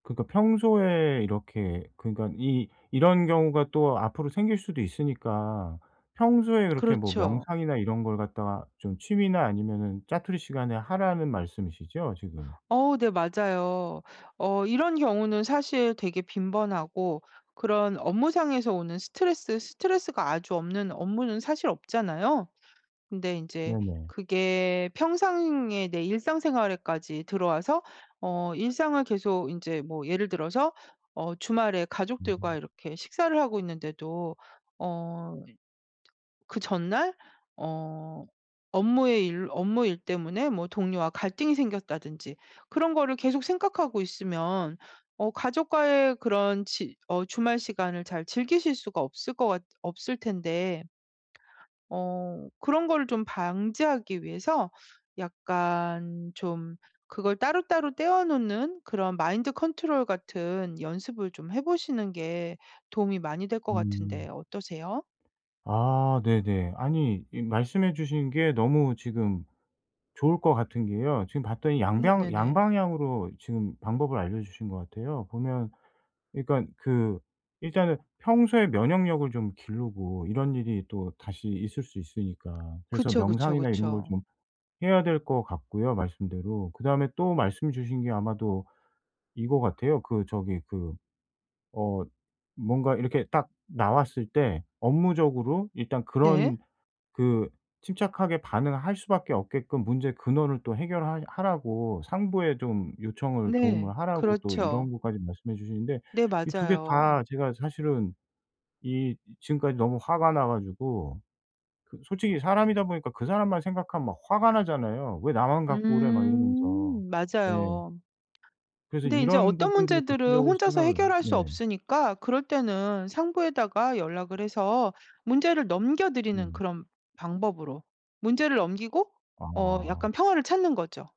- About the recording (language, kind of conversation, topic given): Korean, advice, 비판을 받을 때 어떻게 하면 더 침착하게 반응할 수 있나요?
- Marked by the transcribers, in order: tapping; other background noise; drawn out: "음"